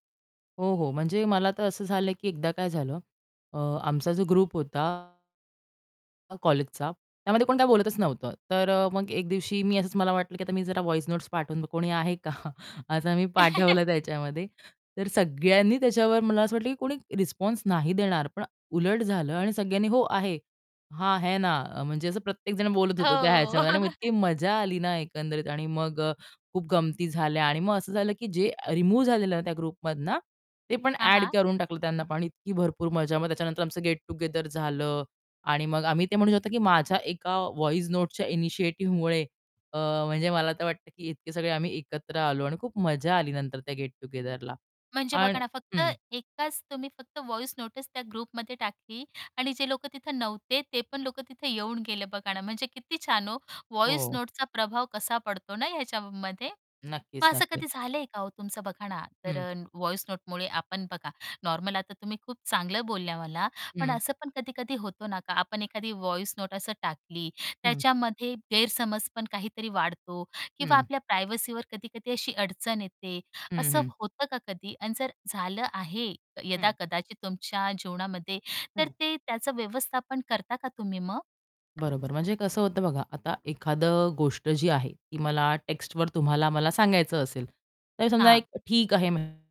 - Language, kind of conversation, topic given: Marathi, podcast, तुम्हाला मजकुराऐवजी ध्वनिसंदेश पाठवायला का आवडते?
- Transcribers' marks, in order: horn; in English: "ग्रुप"; distorted speech; in English: "व्हॉइस नोट्स"; chuckle; laughing while speaking: "का?"; chuckle; in Hindi: "हां, है ना"; chuckle; in English: "ग्रुपमधनं"; in English: "गेट टुगेदर"; in English: "व्हॉइस नोट्सच्या"; in English: "गेट टुगेदरला"; in English: "व्हॉइस नोटीस"; in English: "ग्रुपमध्ये"; in English: "व्हॉइस नोटचा"; in English: "व्हॉइस नोटमुळे"; in English: "व्हॉइस नोट"; static; in English: "प्रायव्हसीवर"; tapping